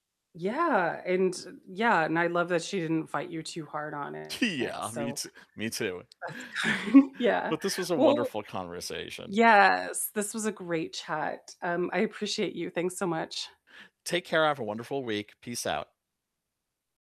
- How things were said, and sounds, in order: chuckle; distorted speech; laughing while speaking: "good"
- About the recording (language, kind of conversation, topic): English, unstructured, Have you ever felt unsafe while exploring a new place?